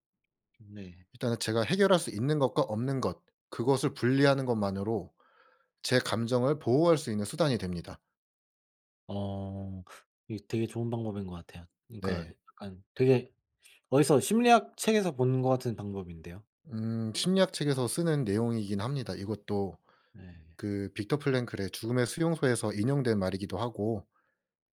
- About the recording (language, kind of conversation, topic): Korean, unstructured, 좋은 감정을 키우기 위해 매일 실천하는 작은 습관이 있으신가요?
- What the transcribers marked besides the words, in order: tapping